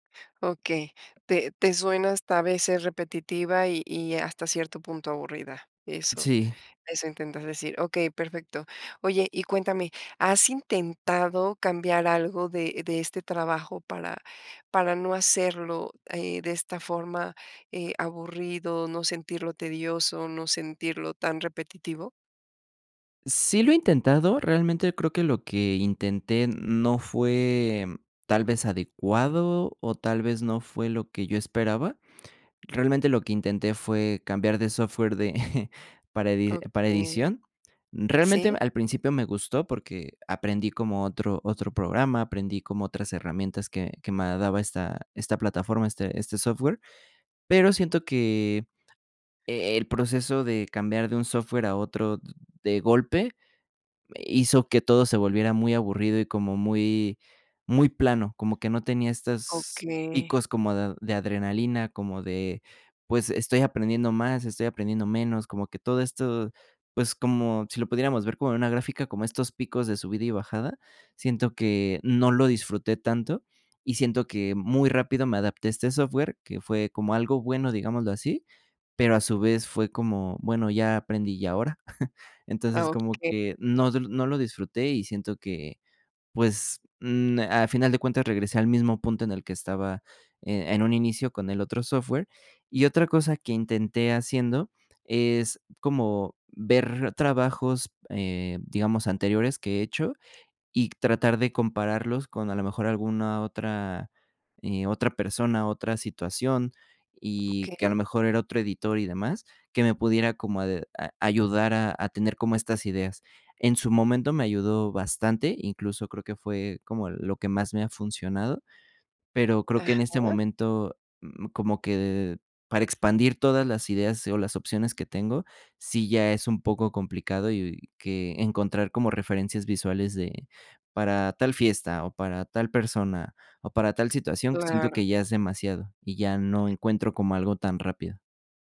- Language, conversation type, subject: Spanish, advice, ¿Cómo puedo generar ideas frescas para mi trabajo de todos los días?
- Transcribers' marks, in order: chuckle; other background noise; other noise; chuckle